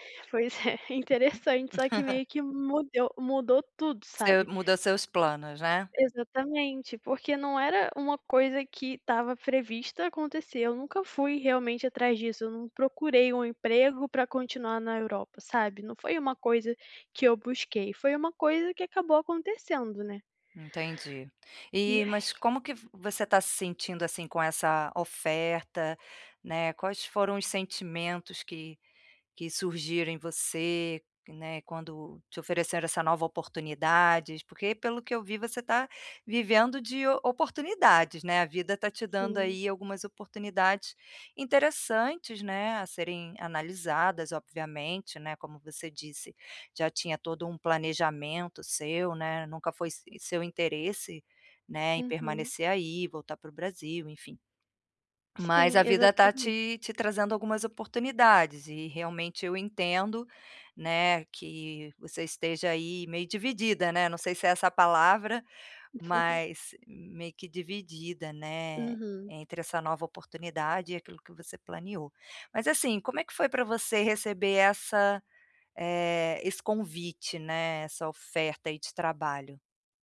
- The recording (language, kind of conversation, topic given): Portuguese, advice, Como posso tomar uma decisão sobre o meu futuro com base em diferentes cenários e seus possíveis resultados?
- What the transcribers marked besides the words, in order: chuckle; other background noise; tapping; chuckle; laugh; in Spanish: "planeo"